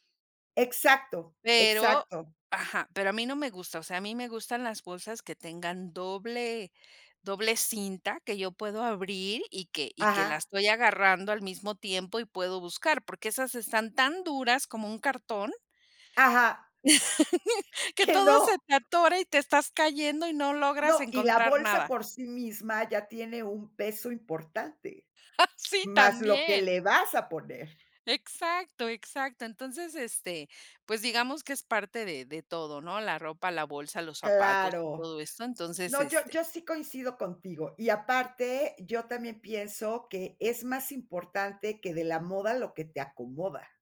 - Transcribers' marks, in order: chuckle; laughing while speaking: "Que no"; chuckle
- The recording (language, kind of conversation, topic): Spanish, podcast, ¿Qué ropa te hace sentir más como tú?